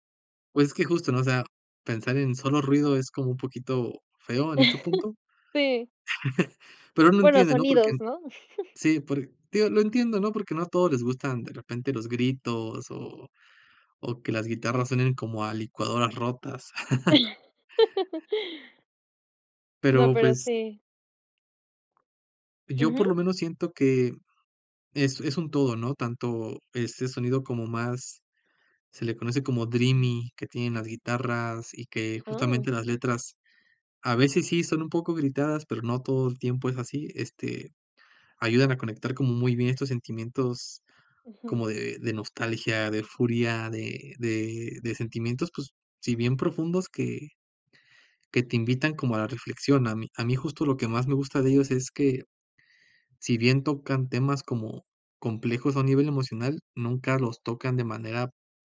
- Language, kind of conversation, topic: Spanish, podcast, ¿Qué artista recomendarías a cualquiera sin dudar?
- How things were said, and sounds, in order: chuckle; chuckle; laugh; chuckle; other background noise; in English: "dreamy"